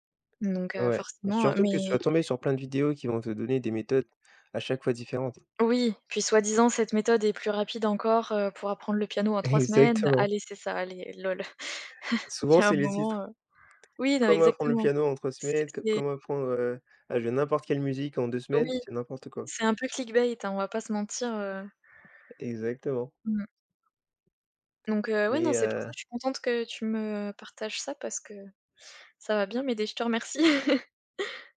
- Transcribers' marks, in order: tapping; chuckle; in English: "clic bait"; laugh
- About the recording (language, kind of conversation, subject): French, unstructured, Pourquoi certaines personnes abandonnent-elles rapidement un nouveau loisir ?